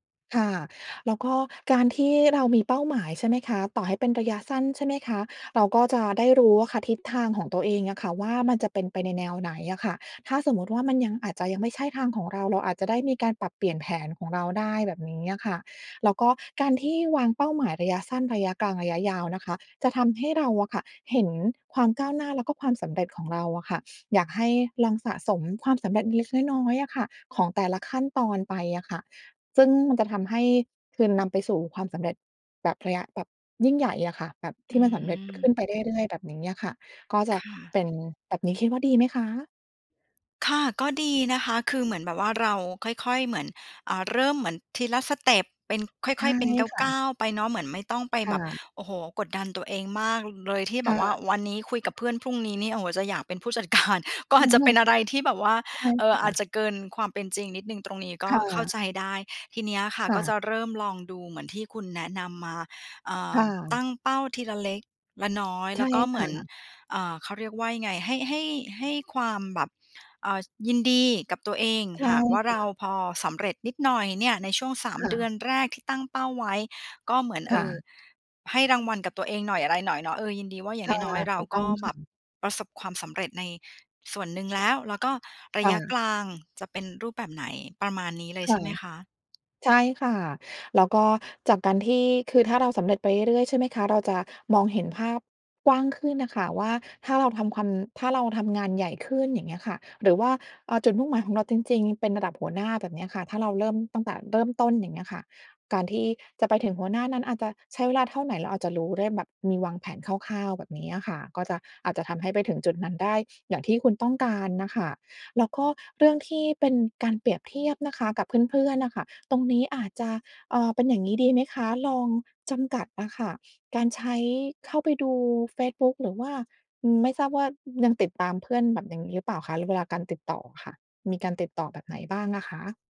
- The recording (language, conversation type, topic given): Thai, advice, ควรเริ่มยังไงเมื่อฉันมักเปรียบเทียบความสำเร็จของตัวเองกับคนอื่นแล้วรู้สึกท้อ?
- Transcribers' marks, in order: tapping; unintelligible speech; laughing while speaking: "จัดการ"